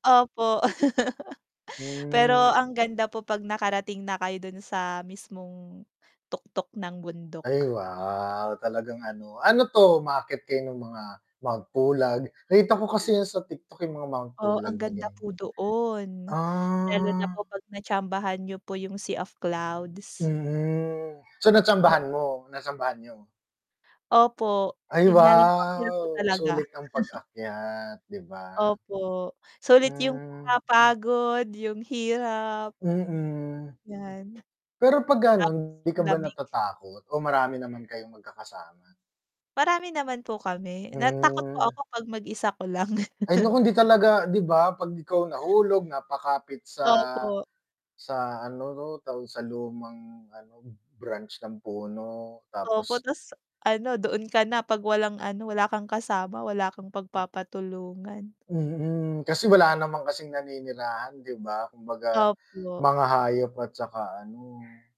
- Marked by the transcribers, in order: static; laugh; other background noise; distorted speech; chuckle; dog barking; chuckle; tapping
- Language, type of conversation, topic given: Filipino, unstructured, Paano ka nagsimula sa paborito mong libangan?